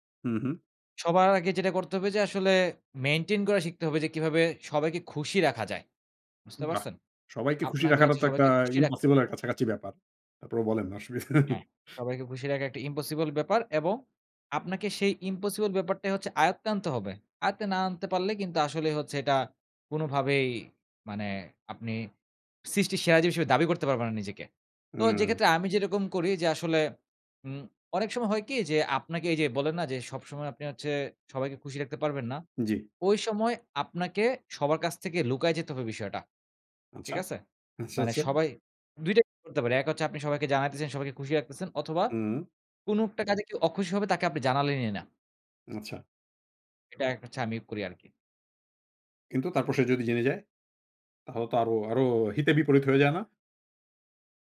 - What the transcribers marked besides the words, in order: chuckle; scoff
- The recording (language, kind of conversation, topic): Bengali, podcast, পরিবার বা সমাজের চাপের মধ্যেও কীভাবে আপনি নিজের সিদ্ধান্তে অটল থাকেন?